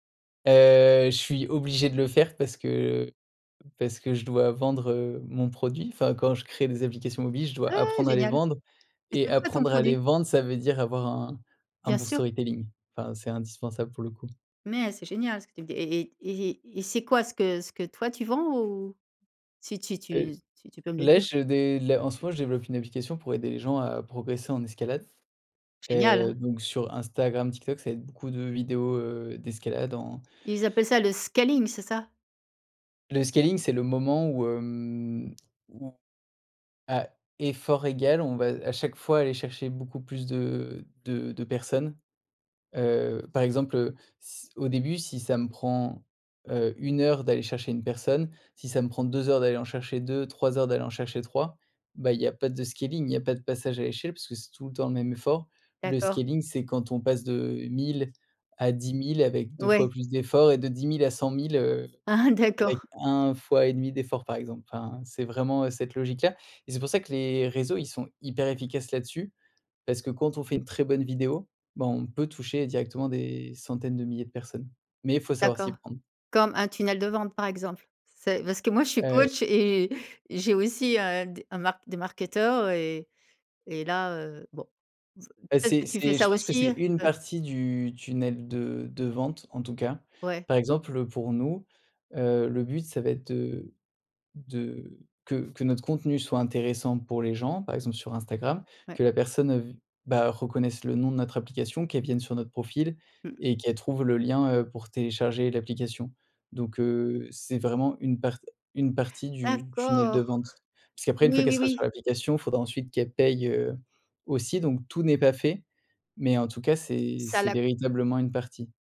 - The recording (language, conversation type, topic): French, podcast, Qu’est-ce qui, selon toi, fait un bon storytelling sur les réseaux sociaux ?
- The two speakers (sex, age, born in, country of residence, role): female, 55-59, France, France, host; male, 30-34, France, France, guest
- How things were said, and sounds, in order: anticipating: "Ah. Génial"; other background noise; in English: "storytelling"; in English: "scaling"; in English: "scaling"; in English: "scaling"; in English: "scaling"